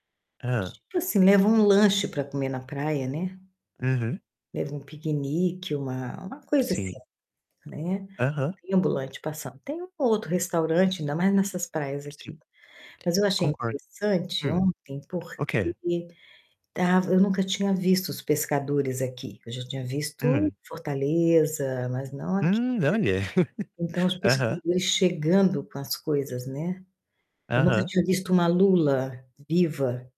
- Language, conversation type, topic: Portuguese, unstructured, O que poderia ser feito para reduzir o uso de plástico?
- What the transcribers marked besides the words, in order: distorted speech; tapping; other noise; other background noise; static; chuckle